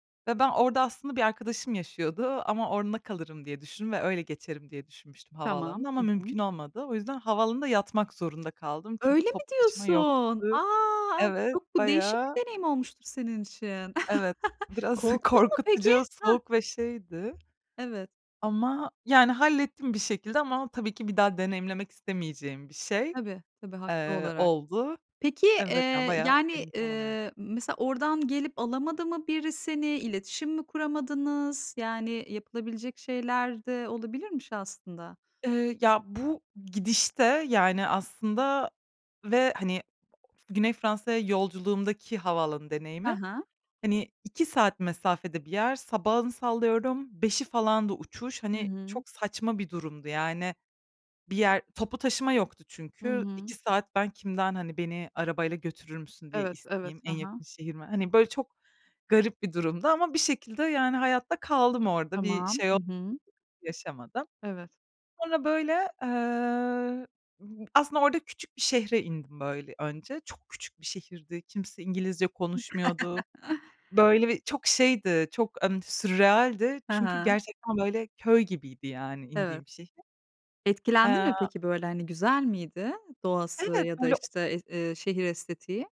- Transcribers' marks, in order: other background noise; tapping; laughing while speaking: "biraz korkutucu"; chuckle; laugh
- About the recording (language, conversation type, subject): Turkish, podcast, Seyahatlerinde en unutamadığın an hangisi?